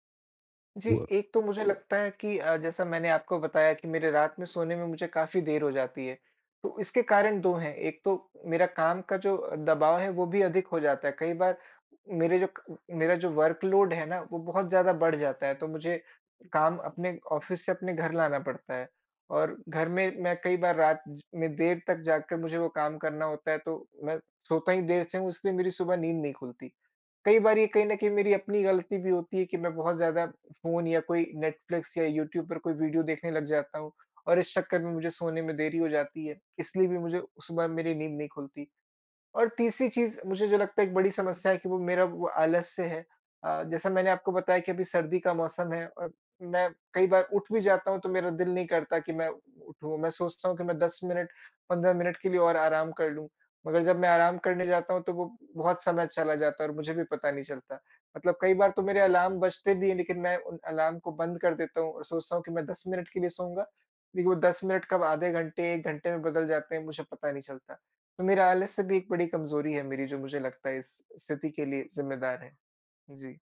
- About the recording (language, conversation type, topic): Hindi, advice, तेज़ और प्रभावी सुबह की दिनचर्या कैसे बनाएं?
- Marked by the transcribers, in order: in English: "वर्क लोड"; in English: "ऑफ़िस"